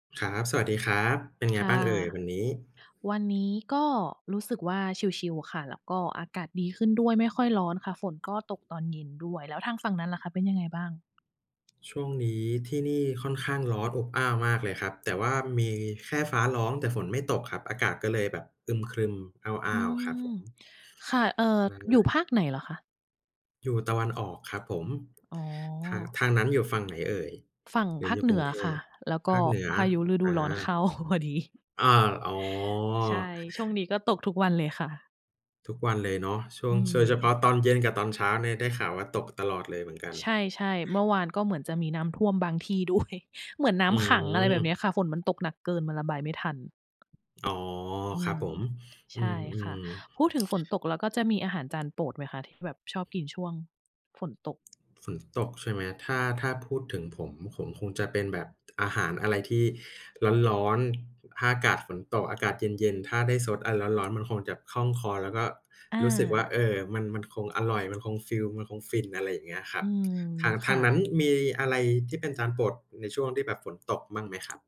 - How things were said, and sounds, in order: other background noise; tapping; laughing while speaking: "เข้า"; laughing while speaking: "ด้วย"
- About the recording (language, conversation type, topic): Thai, unstructured, อาหารจานโปรดที่ทำให้คุณรู้สึกมีความสุขคืออะไร?
- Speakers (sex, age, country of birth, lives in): female, 40-44, Thailand, Thailand; male, 30-34, Thailand, Thailand